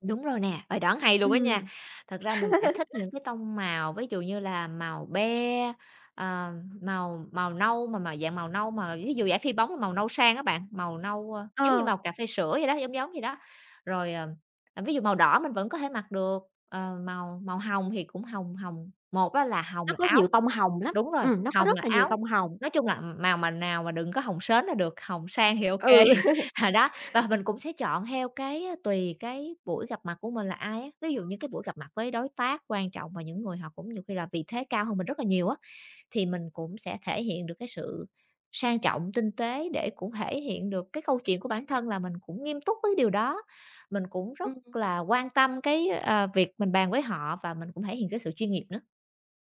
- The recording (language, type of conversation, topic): Vietnamese, podcast, Phong cách ăn mặc có giúp bạn kể câu chuyện về bản thân không?
- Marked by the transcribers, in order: chuckle; laughing while speaking: "kê"; chuckle; other background noise; tapping